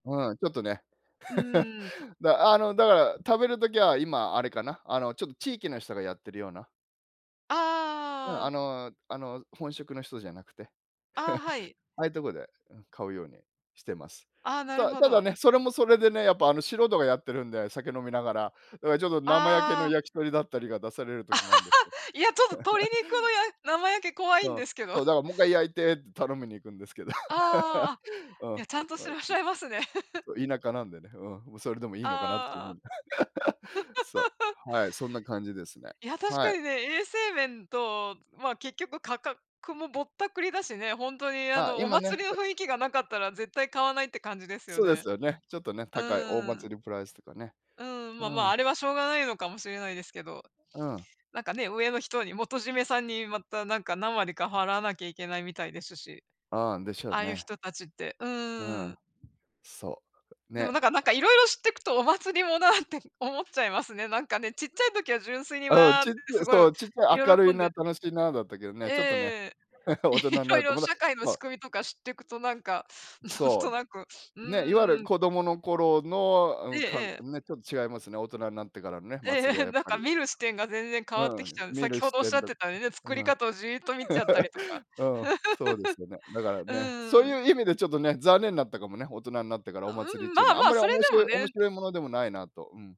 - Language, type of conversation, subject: Japanese, unstructured, 祭りに行った思い出はありますか？
- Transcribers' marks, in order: chuckle; chuckle; laugh; chuckle; laugh; unintelligible speech; laugh; laugh; chuckle; laughing while speaking: "いろいろ"; chuckle; laugh